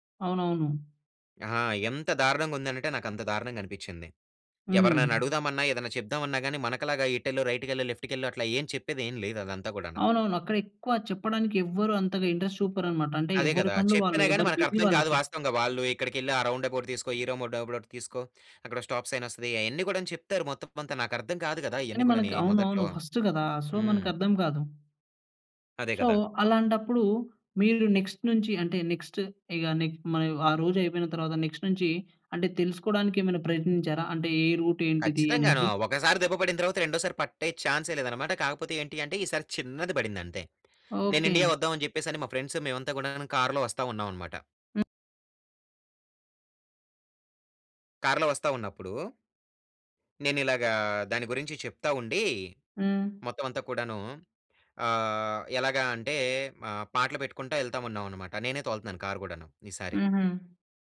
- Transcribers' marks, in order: in English: "ఇంట్రస్ట్"; in English: "బిజీ"; in English: "రౌండ్అబౌట్"; in English: "రౌండ్అబౌట్"; in English: "స్టాప్"; in English: "సో"; in English: "సో"; in English: "నెక్స్ట్"; in English: "నెక్స్ట్"; in English: "నెక్స్ట్"; in English: "రూట్"; in English: "ఫ్రెండ్స్"
- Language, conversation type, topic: Telugu, podcast, విదేశీ నగరంలో భాష తెలియకుండా తప్పిపోయిన అనుభవం ఏంటి?